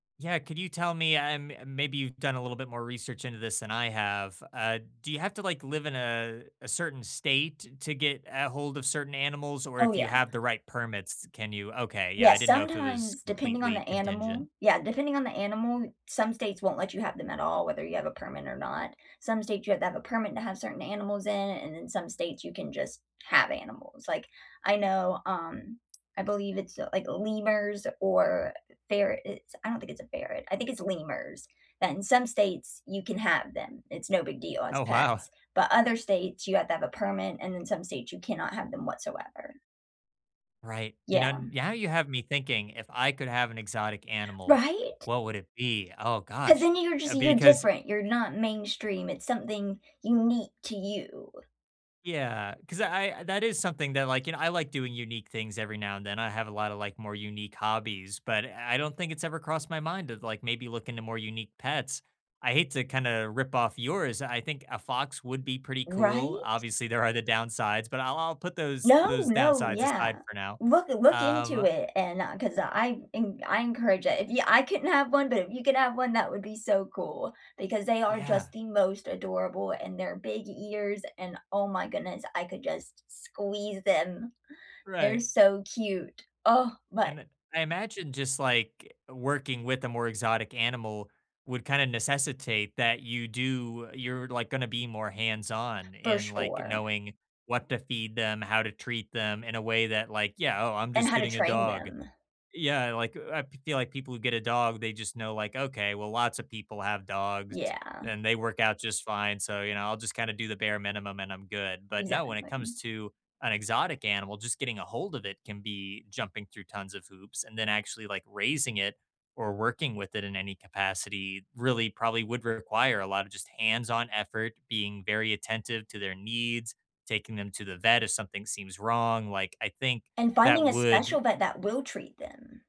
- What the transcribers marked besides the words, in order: tapping; other background noise
- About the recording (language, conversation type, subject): English, unstructured, What is your favorite kind of pet, and why?
- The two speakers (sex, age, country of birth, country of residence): female, 25-29, United States, United States; male, 30-34, United States, United States